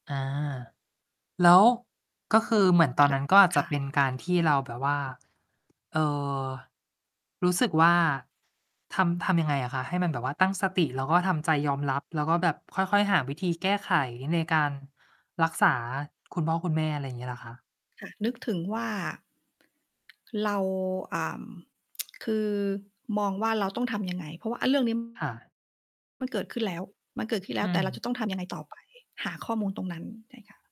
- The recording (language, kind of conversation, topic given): Thai, unstructured, คุณจัดการกับความเครียดในชีวิตประจำวันอย่างไร?
- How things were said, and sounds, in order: static; tapping; tsk; other background noise; distorted speech